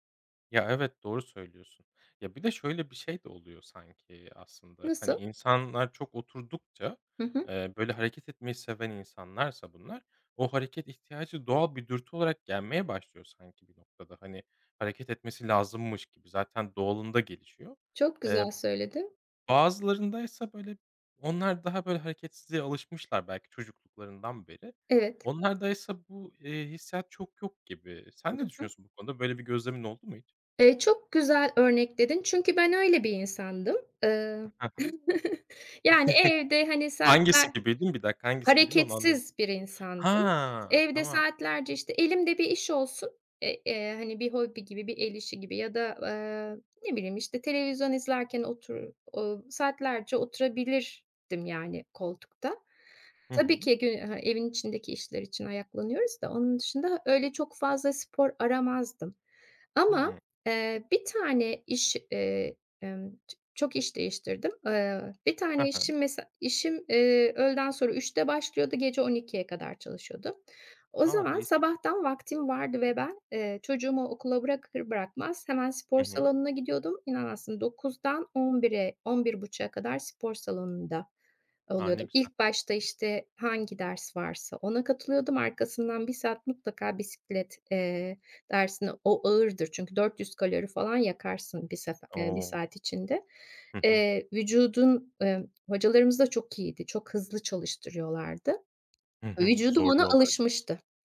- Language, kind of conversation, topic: Turkish, podcast, Egzersizi günlük rutine dahil etmenin kolay yolları nelerdir?
- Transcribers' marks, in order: tapping; other background noise; chuckle; unintelligible speech